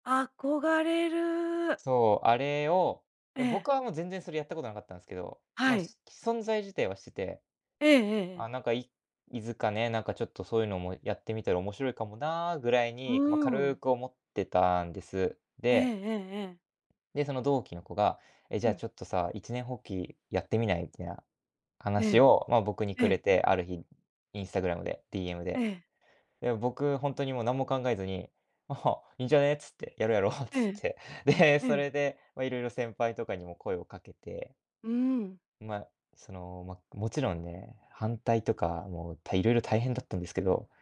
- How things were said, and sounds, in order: "いつかね" said as "いづかね"; tapping
- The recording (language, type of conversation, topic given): Japanese, podcast, ふと思いついて行動したことで、物事が良い方向に進んだ経験はありますか？